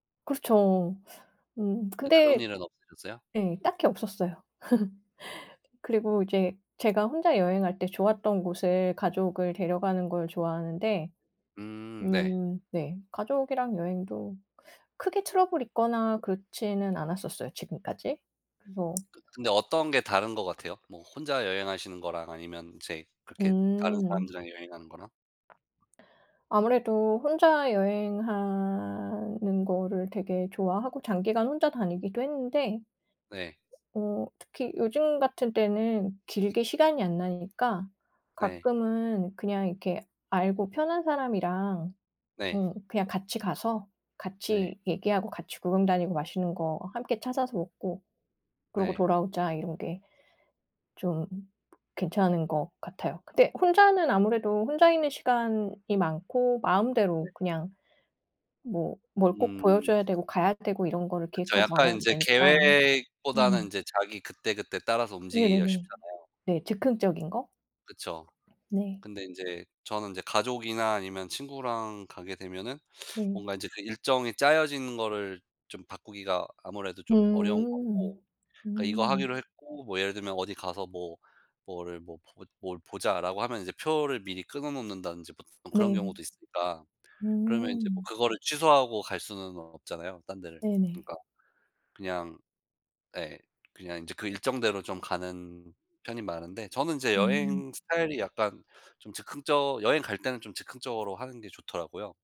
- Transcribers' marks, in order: laugh; in English: "트러블이"; tapping; swallow; other background noise
- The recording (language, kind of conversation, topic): Korean, unstructured, 가장 행복했던 여행 순간은 언제였나요?